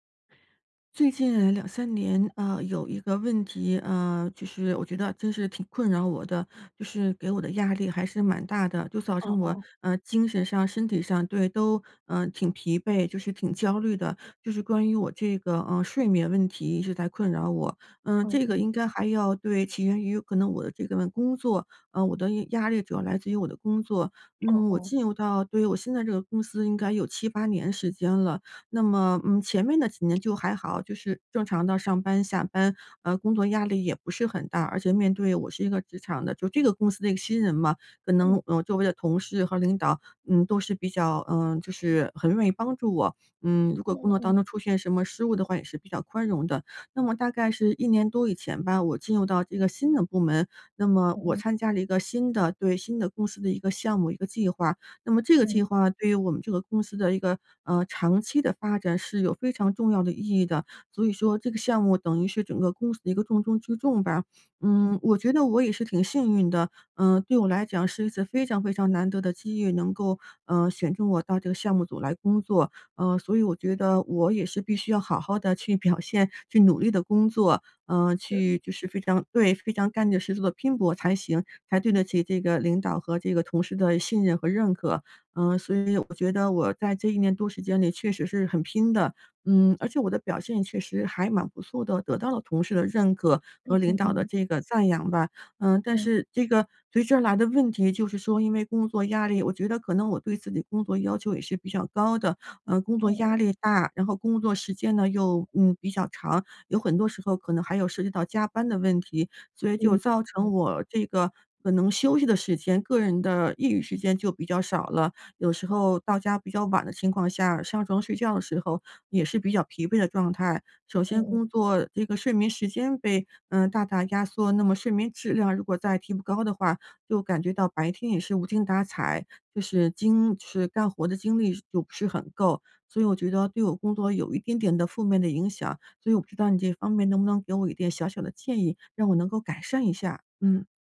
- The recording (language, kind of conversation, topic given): Chinese, advice, 为什么我睡醒后仍然感到疲惫、没有精神？
- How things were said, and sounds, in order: other background noise; other noise; laughing while speaking: "表现"